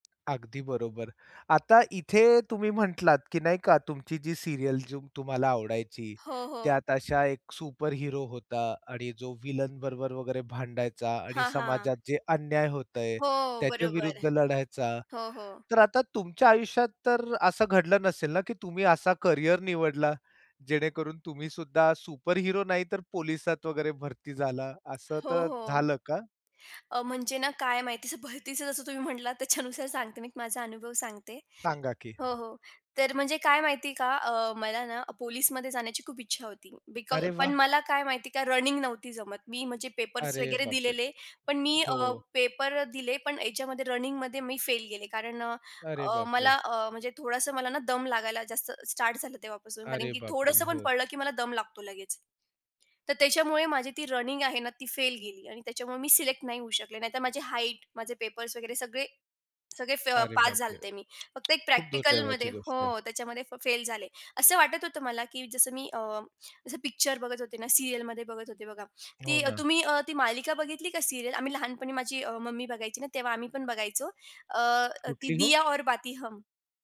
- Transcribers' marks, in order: tapping; in English: "सीरियल"; "जो" said as "जुम"; in English: "बिकॉज"; tongue click; in English: "सीरियलमध्ये"; other background noise; in English: "सीरियल?"
- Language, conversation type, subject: Marathi, podcast, लहानपणी तुम्हाला कोणत्या दूरचित्रवाणी मालिकेची भलतीच आवड लागली होती?